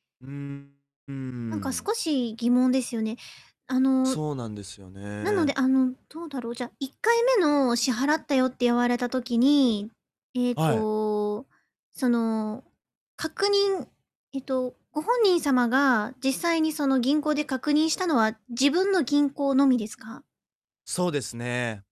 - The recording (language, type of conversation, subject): Japanese, advice, 友人に貸したお金を返してもらうには、どのように返済をお願いすればよいですか？
- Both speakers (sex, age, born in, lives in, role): female, 30-34, Japan, Japan, advisor; male, 20-24, Japan, Japan, user
- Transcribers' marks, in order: distorted speech; static; tapping